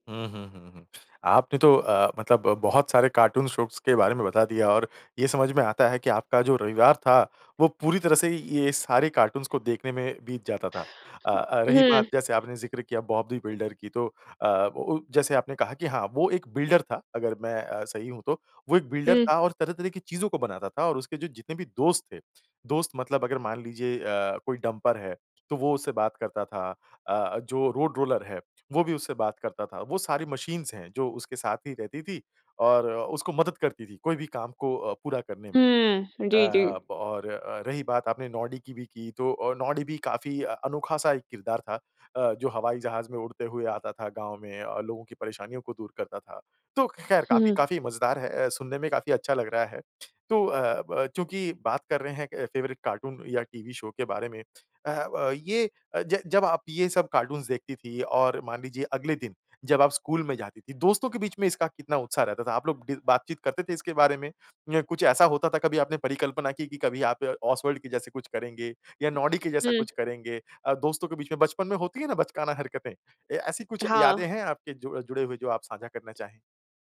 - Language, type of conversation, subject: Hindi, podcast, बचपन में आपको कौन-सा कार्टून या टेलीविज़न कार्यक्रम सबसे ज़्यादा पसंद था?
- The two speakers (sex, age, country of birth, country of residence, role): female, 25-29, India, India, guest; male, 30-34, India, India, host
- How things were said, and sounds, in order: in English: "कार्टून शोज़"; other background noise; in English: "कार्टून्स"; in English: "बिल्डर"; in English: "बिल्डर"; in English: "डम्पर"; in English: "मशीन्स"; tongue click; in English: "फ़ेवरेट कार्टून"; in English: "शो"; tongue click; in English: "कार्टून्स"